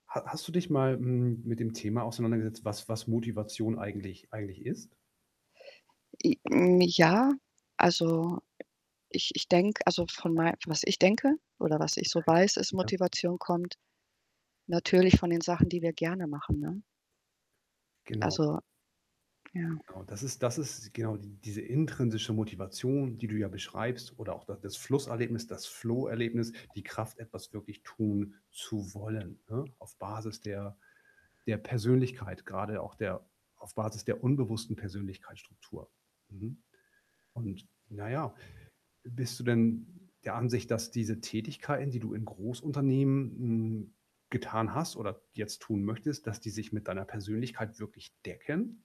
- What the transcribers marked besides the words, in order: static; distorted speech; other background noise; unintelligible speech; tapping; in English: "Flow"
- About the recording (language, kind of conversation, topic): German, advice, Wie hast du nach einem Rückschlag oder Misserfolg einen Motivationsverlust erlebt?